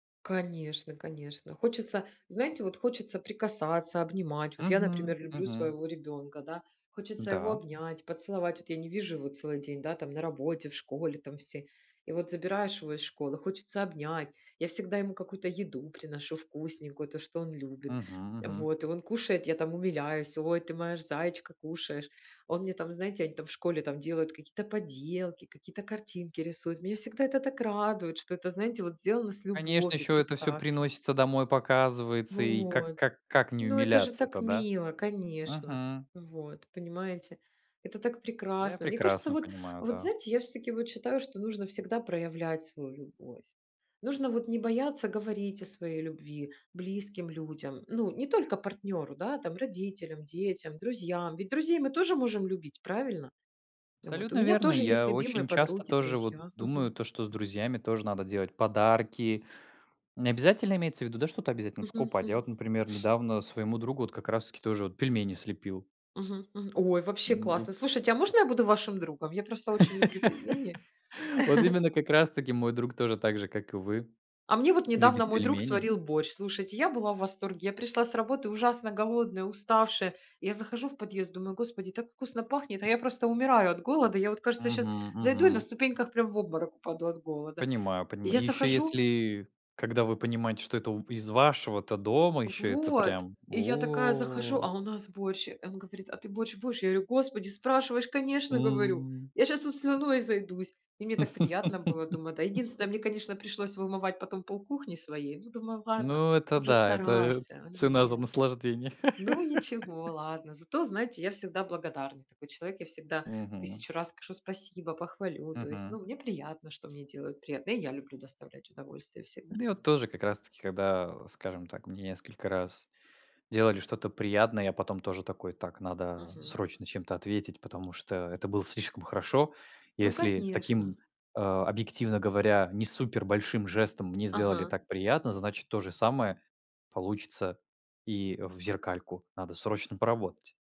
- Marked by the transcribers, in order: other background noise; laugh; chuckle; tapping; drawn out: "о"; laugh; laugh
- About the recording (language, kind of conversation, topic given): Russian, unstructured, Как выражать любовь словами и действиями?
- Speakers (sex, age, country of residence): female, 40-44, Spain; male, 20-24, Poland